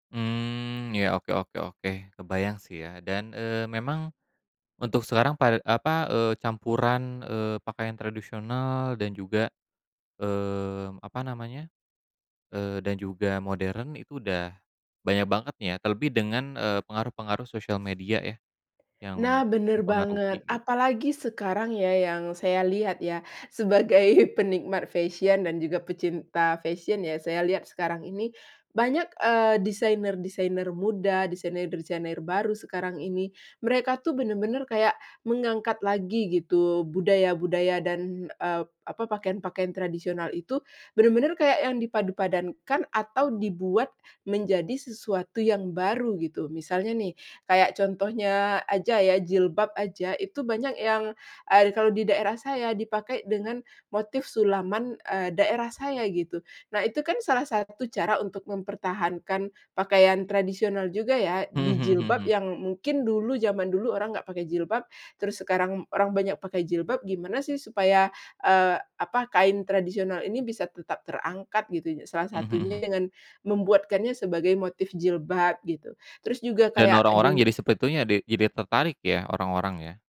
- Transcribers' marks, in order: drawn out: "Mmm"; "sepertinya" said as "sepetunya"
- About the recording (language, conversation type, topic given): Indonesian, podcast, Kenapa banyak orang suka memadukan pakaian modern dan tradisional, menurut kamu?